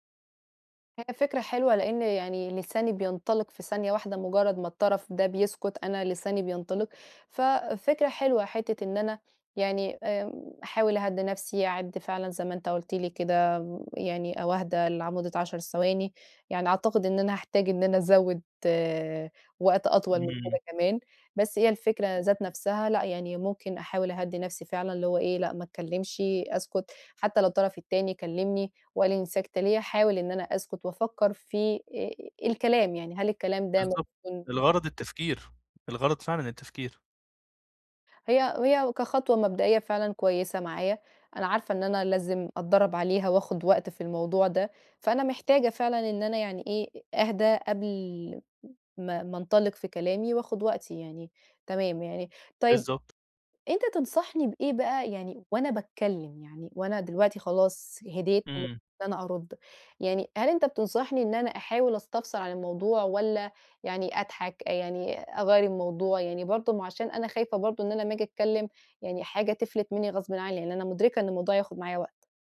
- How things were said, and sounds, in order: tapping; unintelligible speech
- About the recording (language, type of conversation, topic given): Arabic, advice, إزاي أستقبل النقد من غير ما أبقى دفاعي وأبوّظ علاقتي بالناس؟